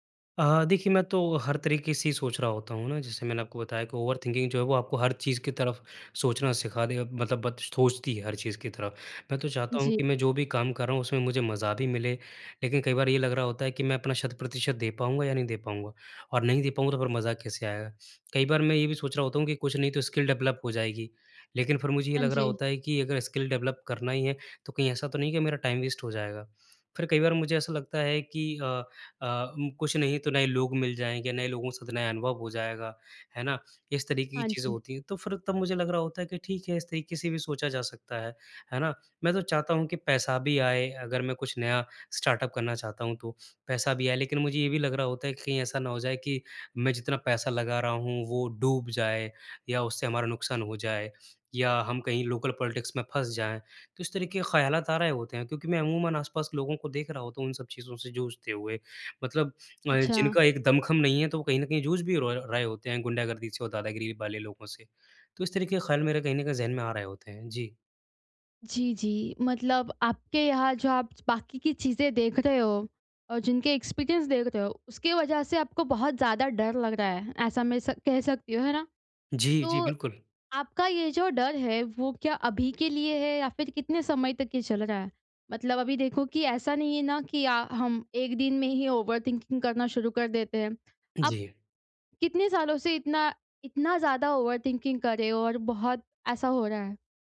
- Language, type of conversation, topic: Hindi, advice, नए शौक या अनुभव शुरू करते समय मुझे डर और असुरक्षा क्यों महसूस होती है?
- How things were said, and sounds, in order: in English: "ओवर थिंकिंग"; in English: "स्किल डेवलप"; in English: "स्किल डेवलप"; in English: "टाइम वेस्ट"; in English: "लोकल पॉलिटिक्स"; in English: "एक्सपीरियंस"; in English: "ओवरथिंकिंग"; in English: "ओवरथिंकिंग"